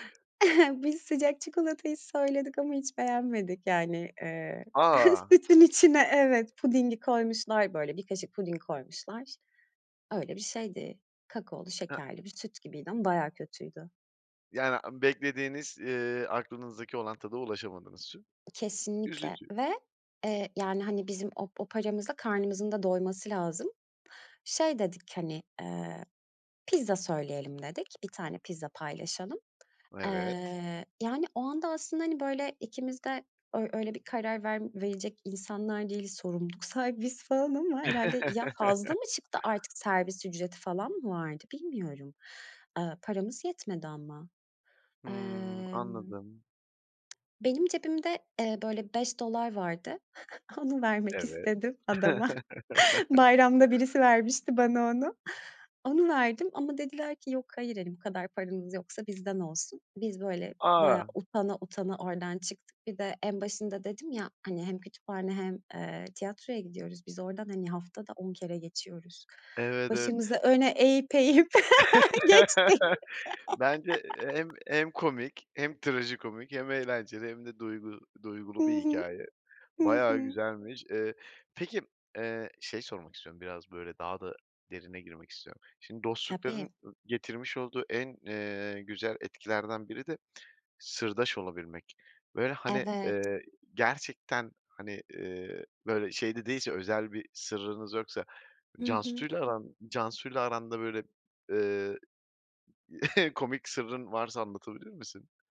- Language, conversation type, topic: Turkish, podcast, En yakın dostluğunuz nasıl başladı, kısaca anlatır mısınız?
- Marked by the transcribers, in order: chuckle; tapping; laughing while speaking: "sütün içine, evet"; other background noise; chuckle; giggle; laughing while speaking: "Onu vermek istedim adama"; chuckle; laugh; laughing while speaking: "geçtik"; laugh; chuckle